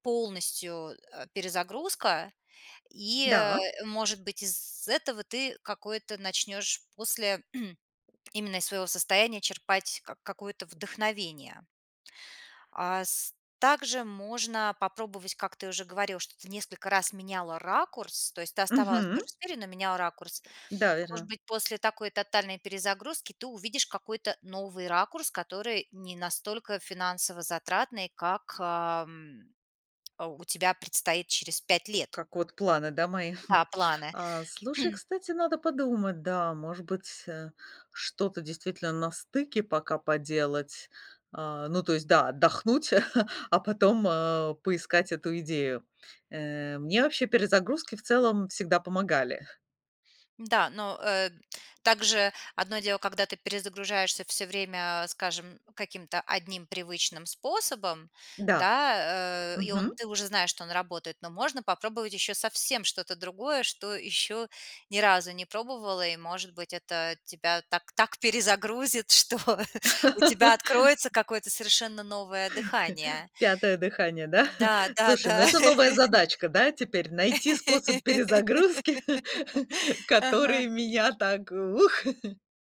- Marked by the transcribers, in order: throat clearing; chuckle; throat clearing; chuckle; laughing while speaking: "что"; laugh; chuckle; laugh; chuckle; joyful: "ух!"; chuckle
- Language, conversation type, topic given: Russian, advice, Почему я испытываю выгорание и теряю мотивацию к тому, что раньше мне нравилось?